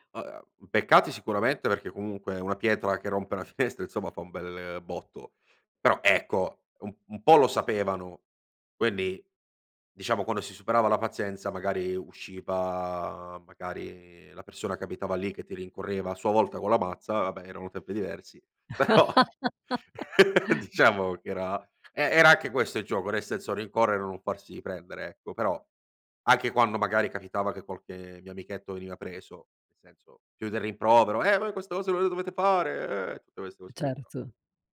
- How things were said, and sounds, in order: laughing while speaking: "finestra"; laughing while speaking: "però"; laugh; put-on voice: "Eh voi queste cose non le dovete fare eh!"
- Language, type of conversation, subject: Italian, podcast, Che giochi di strada facevi con i vicini da piccolo?
- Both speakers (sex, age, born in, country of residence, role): female, 50-54, Italy, United States, host; male, 25-29, Italy, Italy, guest